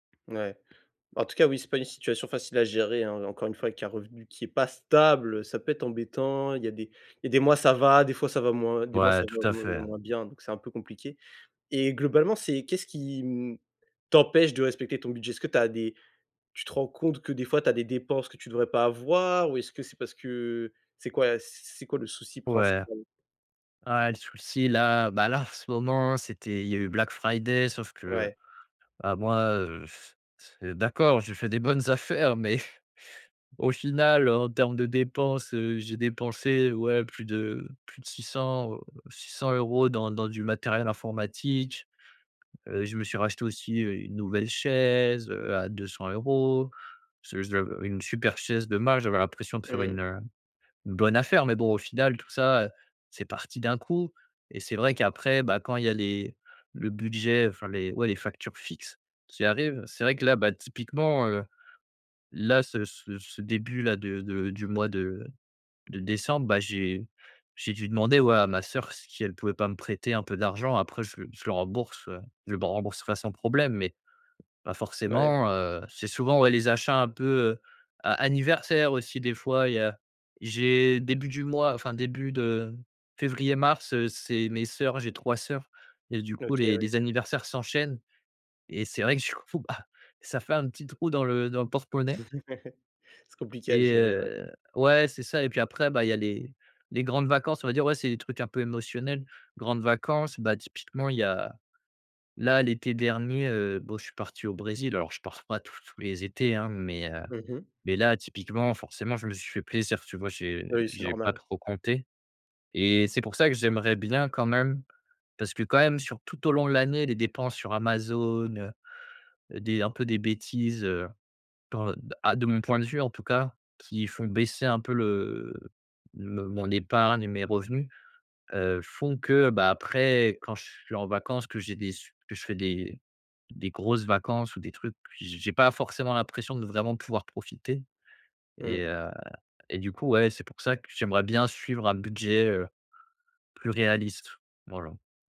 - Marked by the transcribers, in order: stressed: "stable"; blowing; blowing; laughing while speaking: "mais"; unintelligible speech; laughing while speaking: "du coup, bah"; chuckle
- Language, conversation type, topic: French, advice, Comment puis-je établir et suivre un budget réaliste malgré mes difficultés ?